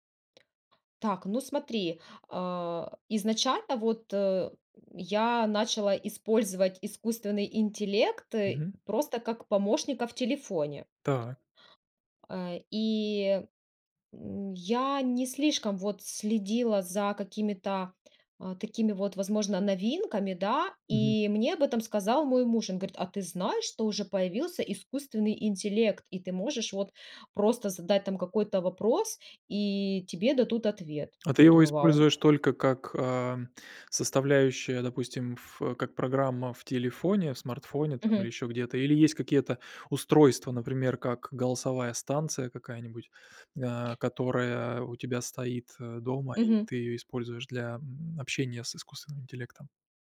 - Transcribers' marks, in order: tapping; other background noise
- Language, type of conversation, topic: Russian, podcast, Как вы относитесь к использованию ИИ в быту?